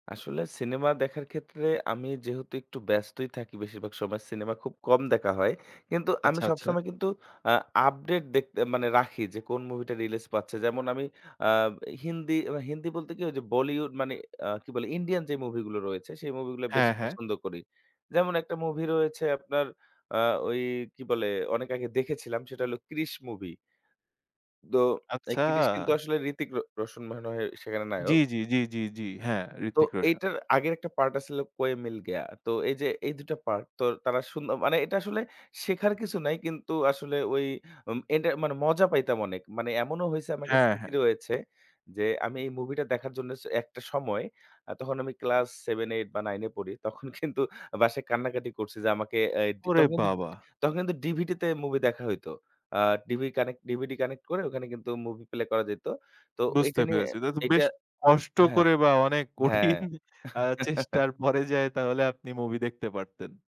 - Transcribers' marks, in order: laughing while speaking: "তখন কিন্তু"; laughing while speaking: "অনেক কঠিন আ চেষ্টার পরে যায় তাহলে আপনি মুভি দেখতে পারতেন"; chuckle
- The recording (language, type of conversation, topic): Bengali, podcast, কোনো বই বা সিনেমা কি আপনাকে বদলে দিয়েছে?
- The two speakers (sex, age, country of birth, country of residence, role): male, 25-29, Bangladesh, Bangladesh, guest; male, 25-29, Bangladesh, Bangladesh, host